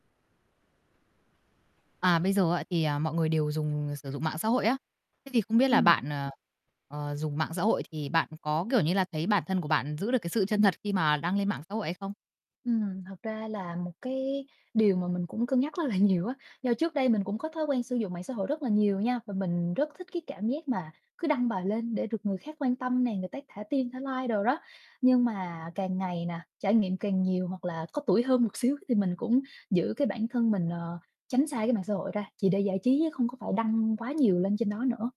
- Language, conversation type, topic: Vietnamese, podcast, Làm sao để sống thật với chính mình khi đăng bài trên mạng xã hội?
- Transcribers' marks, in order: other background noise; horn; tapping; laughing while speaking: "nhiều"; in English: "like"; laughing while speaking: "một xíu"